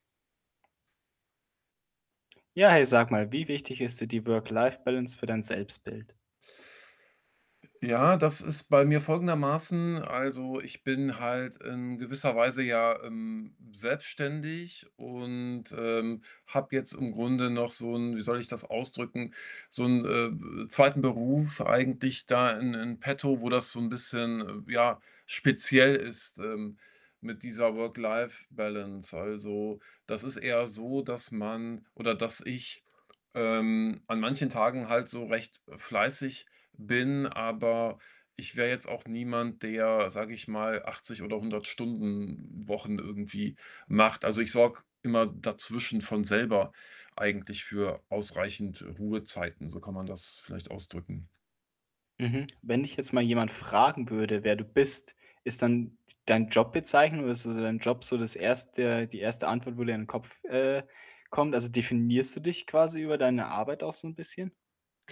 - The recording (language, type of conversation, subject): German, podcast, Wie wichtig ist dir eine ausgewogene Balance zwischen Arbeit und Privatleben für dein Selbstbild?
- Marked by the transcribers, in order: other background noise; static